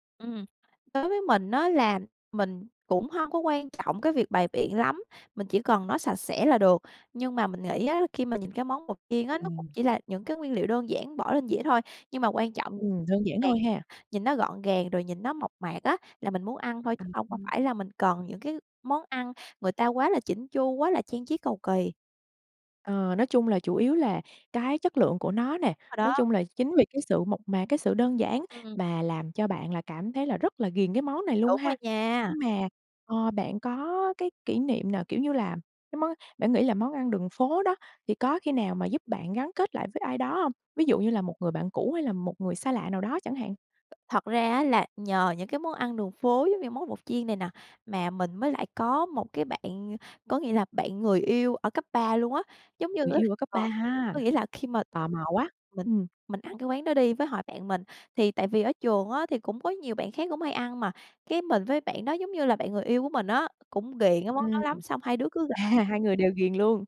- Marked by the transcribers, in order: tapping; unintelligible speech; unintelligible speech; other noise; laughing while speaking: "À"
- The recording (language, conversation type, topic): Vietnamese, podcast, Món ăn đường phố bạn thích nhất là gì, và vì sao?